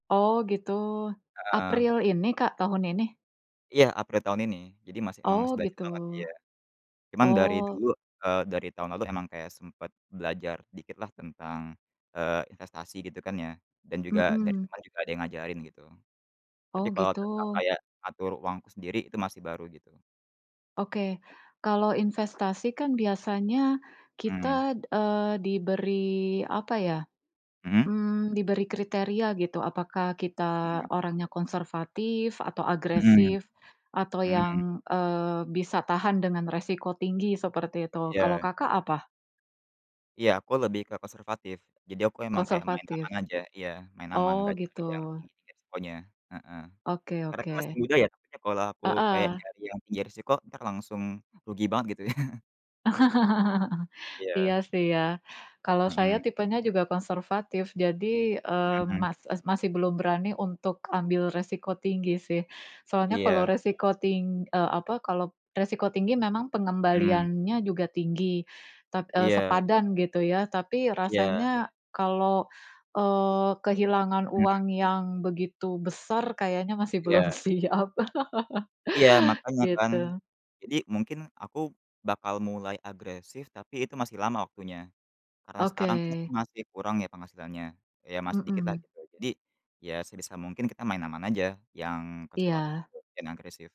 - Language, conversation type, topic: Indonesian, unstructured, Bagaimana kamu mulai menabung untuk masa depan?
- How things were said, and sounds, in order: laughing while speaking: "ya"; laugh; laughing while speaking: "siap"; laugh